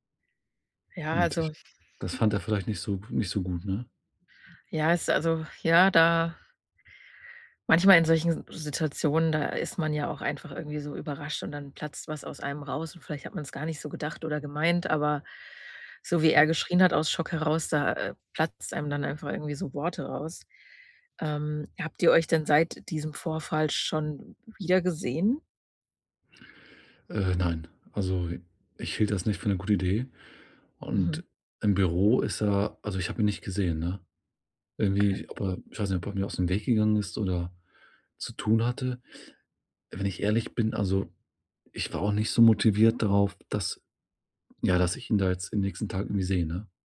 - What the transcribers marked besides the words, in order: other background noise
- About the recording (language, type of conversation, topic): German, advice, Wie gehst du mit Scham nach einem Fehler bei der Arbeit um?